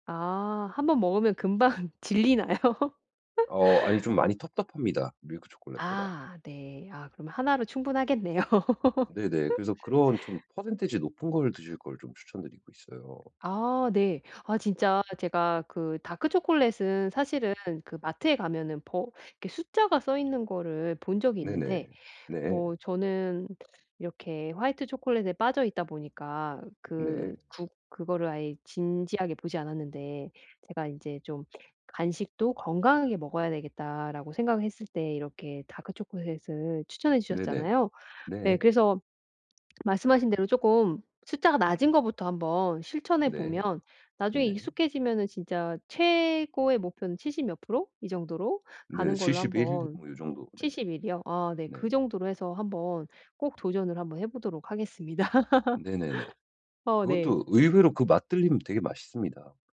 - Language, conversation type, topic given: Korean, advice, 건강한 간식 선택
- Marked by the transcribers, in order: other background noise; laughing while speaking: "금방 질리나요?"; laugh; laughing while speaking: "충분하겠네요"; tapping; laugh; laugh